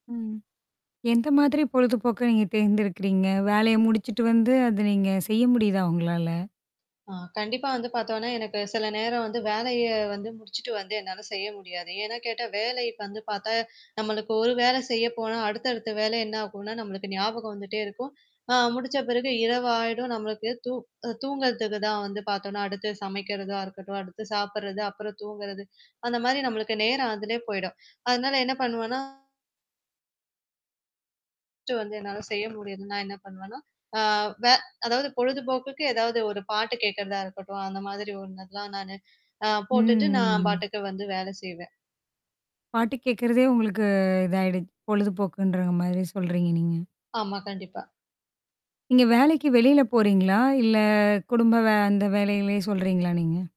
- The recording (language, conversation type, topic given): Tamil, podcast, பொழுதுபோக்கும் வேலையும் இரண்டுக்கும் நீங்கள் நேரத்தை எப்படிச் சமநிலையாக்கிக் கொண்டிருக்கிறீர்கள்?
- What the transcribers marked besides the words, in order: other noise; tapping; unintelligible speech; other background noise; distorted speech; static; drawn out: "அ"; drawn out: "ம்"; drawn out: "உங்களுக்கு"; unintelligible speech